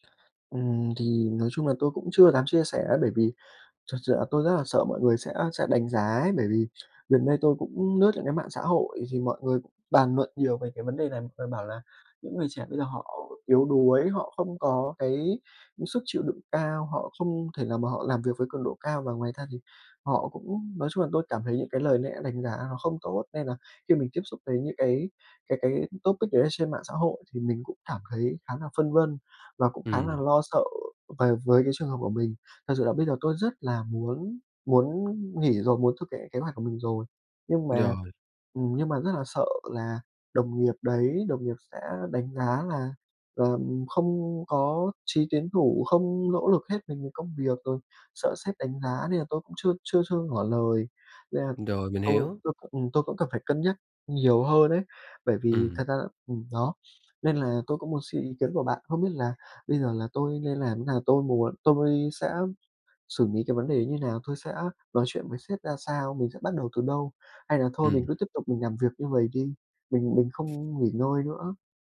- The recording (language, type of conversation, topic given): Vietnamese, advice, Bạn sợ bị đánh giá như thế nào khi bạn cần thời gian nghỉ ngơi hoặc giảm tải?
- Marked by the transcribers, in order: tapping; "lẽ" said as "nẽ"; in English: "topic"; "lý" said as "ný"; other background noise